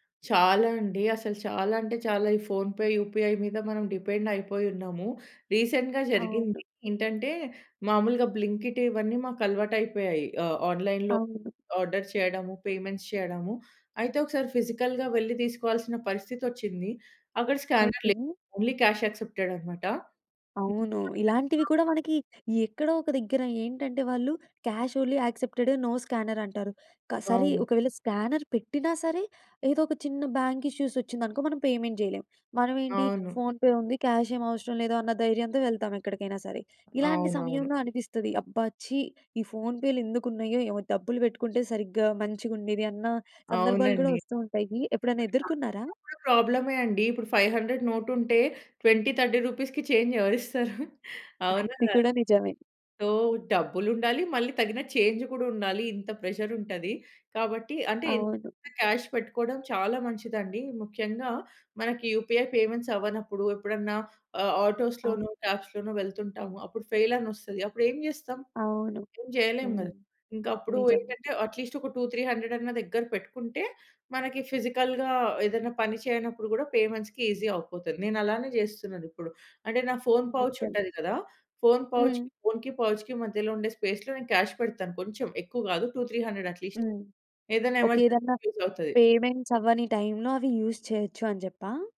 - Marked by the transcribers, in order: in English: "ఫోన్‌పే యూపీఐ"; in English: "డిపెండ్"; in English: "రీసెంట్‌గా"; in English: "బ్లింకిట్"; in English: "ఆన్‌లైన్‌లో ఆర్డర్"; in English: "పేమెంట్స్"; in English: "ఫిజికల్‌గా"; in English: "స్కానర్"; in English: "ఓన్లీ క్యాష్ యాక్సెప్టెడ్"; unintelligible speech; in English: "క్యాష్ ఓన్లీ యాక్సెప్టెడ్, నో స్కానర్"; in English: "స్కానర్"; in English: "బ్యాంక్ ఇష్యూస్"; in English: "పేమెంట్"; in English: "ఫోన్‌పే"; in English: "క్యాష్"; unintelligible speech; in English: "ఫైవ్ హండ్రెడ్"; in English: "ట్వెంటీ థర్టీ రూపీస్‌కి చేంజ్"; in English: "సో"; other background noise; tapping; in English: "చేంజ్"; in English: "ప్రెషర్"; in English: "క్యాష్"; in English: "యూపీఐ పేమెంట్స్"; in English: "ఆటోస్‌లోనో, క్యాబ్స్‌లోనో"; in English: "ఫెయిల్"; in English: "అట్లీస్ట్"; in English: "టు త్రీ హండ్రెడ్"; in English: "ఫిజికల్‌గా"; in English: "పేమెంట్స్‌కి ఈసీ"; in English: "ఫోన్ పౌచ్"; in English: "ఫోన్ పౌచ్ ఫోన్‌కి పౌచ్‌కి"; in English: "స్పేస్‌లో క్యాష్"; in English: "టు త్రీ హండ్రెడ్ అట్లీస్ట్"; in English: "ఎమర్జెన్సీ‌కి యూజ్"; in English: "పేమెంట్స్"; in English: "యూజ్"
- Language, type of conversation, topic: Telugu, podcast, ఆన్‌లైన్ మద్దతు దీర్ఘకాలంగా బలంగా నిలవగలదా, లేక అది తాత్కాలికమేనా?